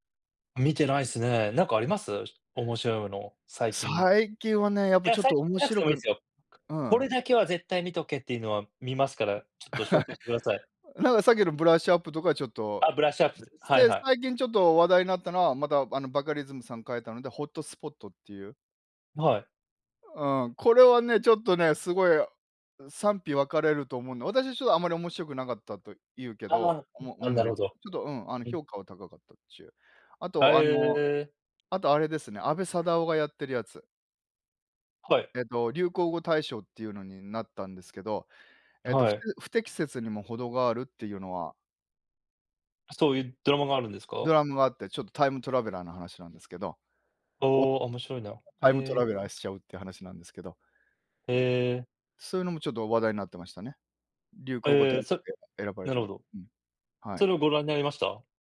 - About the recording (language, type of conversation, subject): Japanese, unstructured, 最近見た映画で、特に印象に残った作品は何ですか？
- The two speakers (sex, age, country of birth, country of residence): male, 40-44, Japan, United States; male, 50-54, Japan, Japan
- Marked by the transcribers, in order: other background noise; chuckle; unintelligible speech; other noise